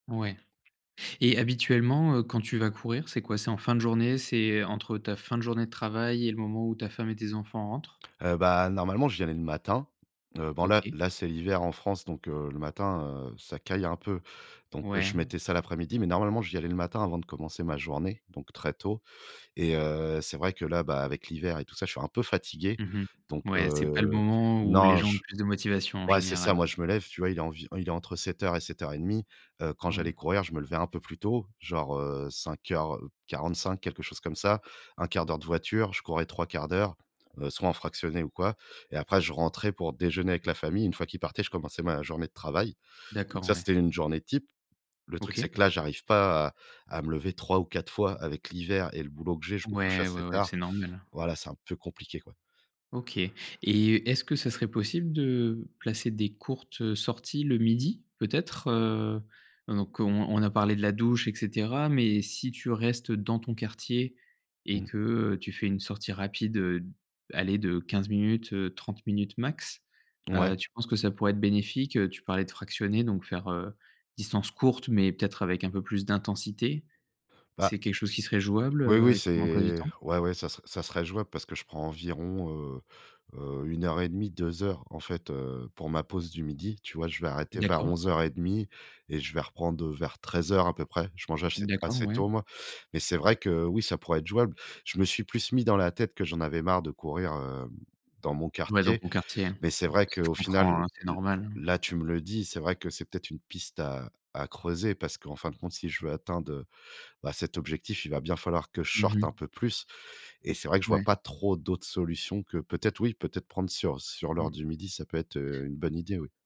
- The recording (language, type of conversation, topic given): French, advice, Comment puis-je mettre en place et tenir une routine d’exercice régulière ?
- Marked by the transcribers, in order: tapping